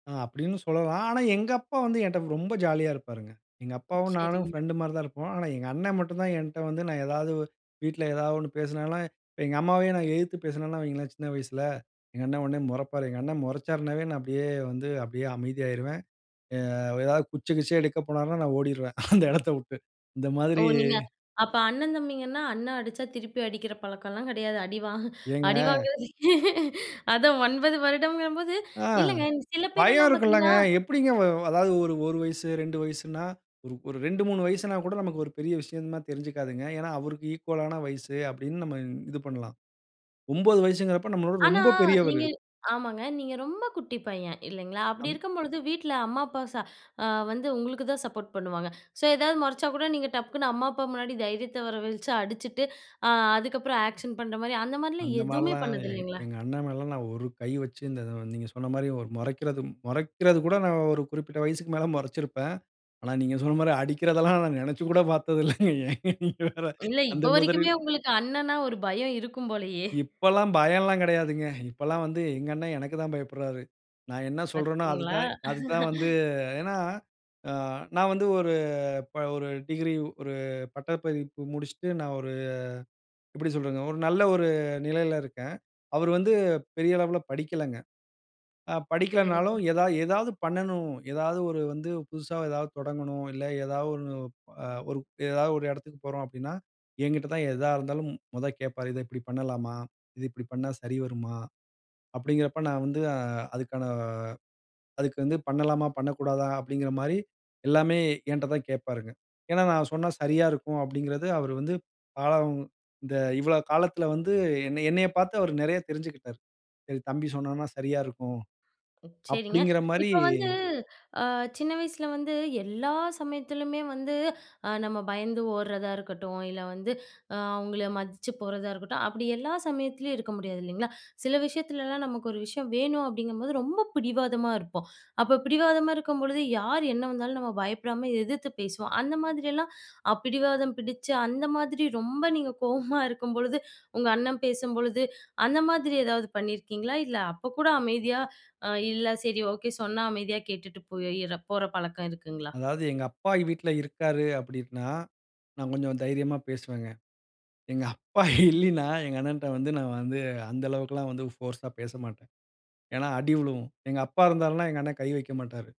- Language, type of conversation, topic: Tamil, podcast, அண்ணன்–தம்பி உறவை வீட்டில் எப்படி வளர்க்கிறீர்கள்?
- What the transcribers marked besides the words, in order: other noise; laughing while speaking: "அந்த இடத்த வுட்டு"; laughing while speaking: "அடிவாங்குறது அதான் ஒன்பது வருடங்கும்போது இல்லங்க"; in English: "ஈக்வாலான"; in English: "சப்போர்ட்"; in English: "ஆக்ஷன்"; other background noise; laughing while speaking: "நான் நெனைச்சு கூட பார்த்ததில்ல. ஏங்க நீங்க வேற"; "மாதிரி" said as "மொதிரில்"; chuckle; chuckle; in English: "டிகிரி"; "பட்டப்படிப்பு" said as "பட்டப்பதிப்பு"; chuckle; laughing while speaking: "எங்க அப்பா இல்லின்னா"; in English: "போர்ஸ்ஸா"; "விழுகும்" said as "உழுவும்"